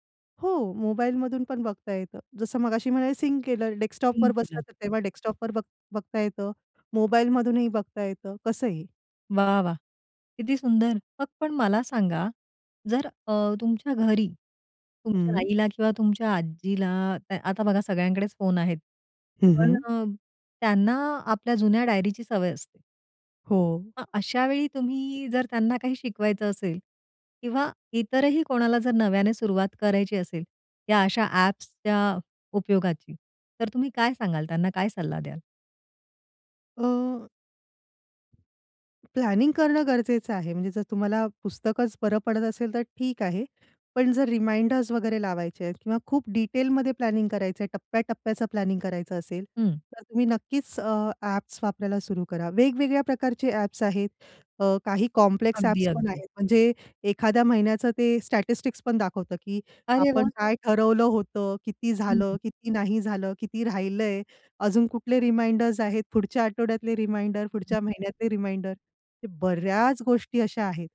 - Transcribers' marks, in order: in English: "सिंक"; in English: "डेक्सटॉपवर"; "डेस्कटॉपवर" said as "डेक्सटॉपवर"; in English: "सिंक"; other background noise; in English: "डेक्सटॉपवर"; "डेस्कटॉपवर" said as "डेक्सटॉपवर"; tapping; in English: "प्लॅनिंग"; in English: "रिमाइंडर्स"; in English: "प्लॅनिंग"; in English: "प्लॅनिंग"; in English: "स्टॅटिस्टिक्स"; in English: "रिमाइंडर्स"; in English: "रिमाइंडर"; in English: "रिमाइंडर"; stressed: "बऱ्याच"
- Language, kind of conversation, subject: Marathi, podcast, कुठल्या कामांची यादी तयार करण्याच्या अनुप्रयोगामुळे तुमचं काम अधिक सोपं झालं?